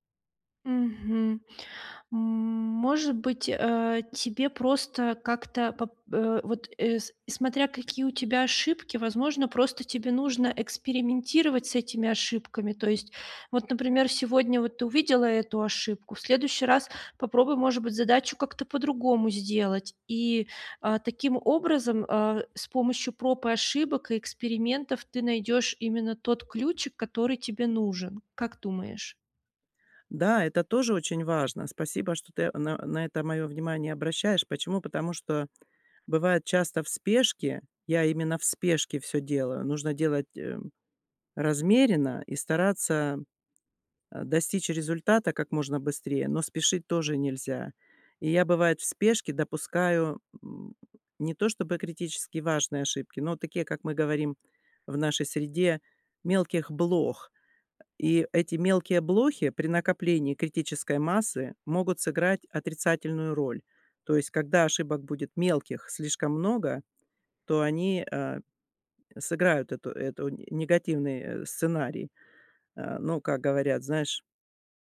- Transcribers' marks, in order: grunt
- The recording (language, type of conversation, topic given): Russian, advice, Как мне лучше адаптироваться к быстрым изменениям вокруг меня?
- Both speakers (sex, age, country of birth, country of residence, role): female, 30-34, Russia, Mexico, advisor; female, 60-64, Russia, United States, user